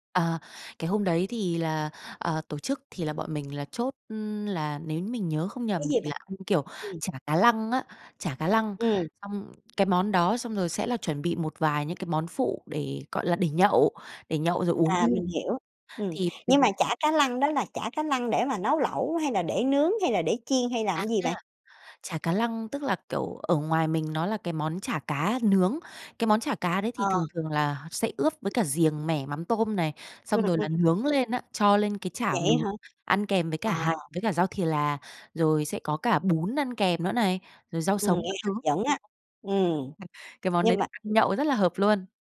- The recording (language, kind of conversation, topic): Vietnamese, podcast, Làm sao để tổ chức một buổi tiệc góp món thật vui mà vẫn ít căng thẳng?
- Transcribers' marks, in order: chuckle